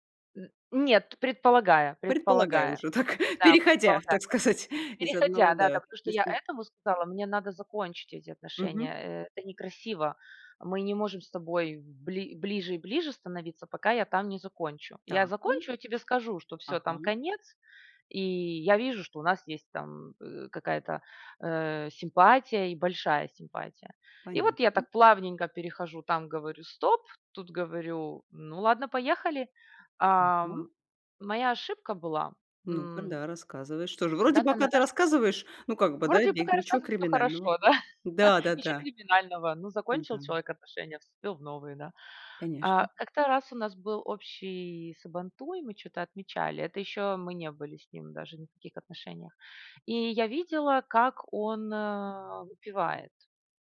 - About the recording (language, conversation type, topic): Russian, podcast, Какая ошибка дала тебе самый ценный урок?
- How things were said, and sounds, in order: laughing while speaking: "так"; laughing while speaking: "так сказать"; chuckle